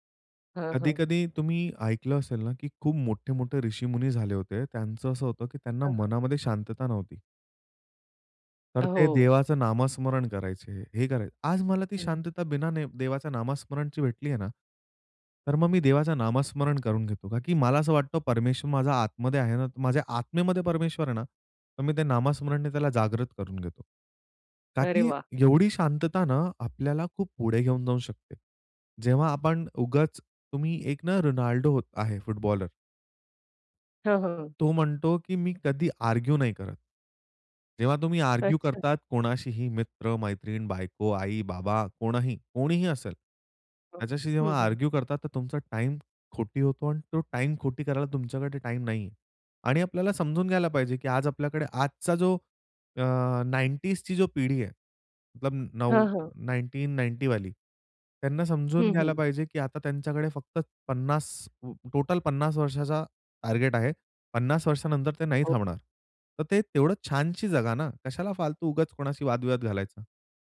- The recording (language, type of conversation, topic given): Marathi, podcast, निसर्गातल्या एखाद्या छोट्या शोधामुळे तुझ्यात कोणता बदल झाला?
- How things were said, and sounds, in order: "आत्म्यामध्ये" said as "आत्मेमध्ये"; other noise; in English: "आर्ग्यु"; in English: "आर्ग्यु"; unintelligible speech; in English: "आर्ग्यु"; in English: "नाइंटीज"; in English: "नाईनटीन नाइन्टी"; in English: "टोटल"